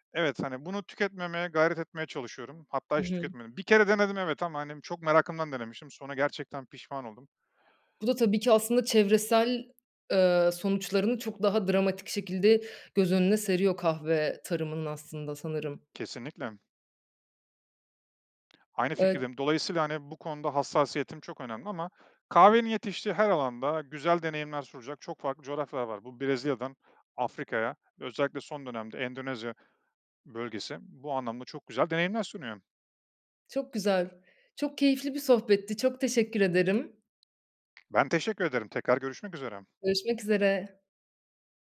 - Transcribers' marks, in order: tapping; other background noise
- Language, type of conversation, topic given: Turkish, podcast, Bu yaratıcı hobinle ilk ne zaman ve nasıl tanıştın?